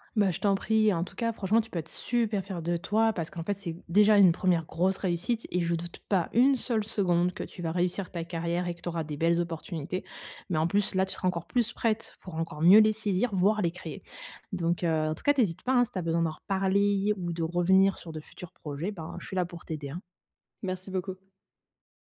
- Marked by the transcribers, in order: stressed: "super"
- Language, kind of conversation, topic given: French, advice, Comment accepter l’échec sans se décourager et en tirer des leçons utiles ?